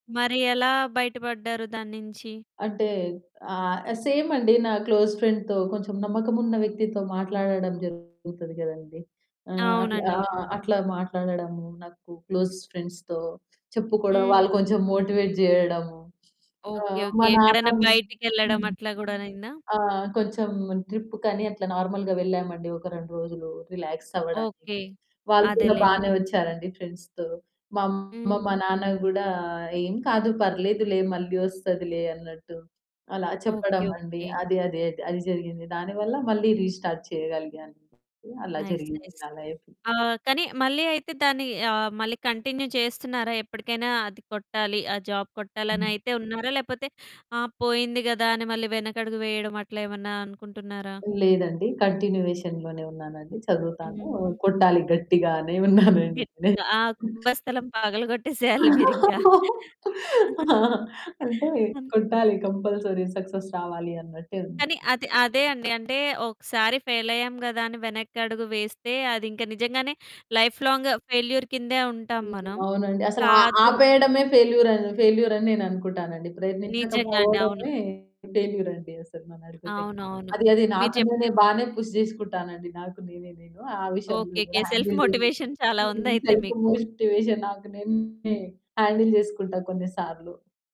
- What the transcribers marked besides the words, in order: in English: "క్లోజ్ ఫ్రెండ్‌తో"; distorted speech; in English: "క్లోజ్ ఫ్రెండ్స్‌తో"; in English: "మోటివేట్"; in English: "సో"; in English: "నార్మల్‌గా"; in English: "రిలాక్స్"; in English: "ఫ్రెండ్స్‌తో"; static; in English: "రీస్టార్ట్"; in English: "నైస్. నైస్"; in English: "కంటిన్యూ"; in English: "జాబ్"; other background noise; in English: "కంటిన్యూయేషన్‌లోనే"; laughing while speaking: "గట్టిగానే ఉన్నానండి. నే"; chuckle; giggle; in English: "కంపల్సరీ సక్సెస్"; in English: "లైఫ్ లాంగ్ ఫెయిల్యూర్"; in English: "ఫెయిల్యూర్, ఫెయిల్యూర్"; in English: "పుష్"; in English: "సెల్ఫ్ మోటివేషన్"; in English: "హ్యాండిల్"; in English: "సెల్ఫ్ మోటివేషన్"; in English: "హ్యాండిల్"
- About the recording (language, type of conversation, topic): Telugu, podcast, నువ్వు ఒత్తిడిని ఎలా తట్టుకుంటావు?